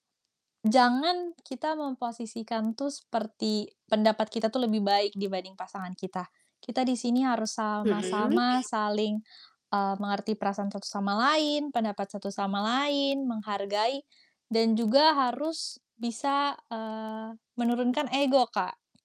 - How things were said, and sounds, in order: distorted speech; mechanical hum; tapping
- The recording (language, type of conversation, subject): Indonesian, unstructured, Bagaimana kamu menangani perbedaan pendapat dengan pasanganmu?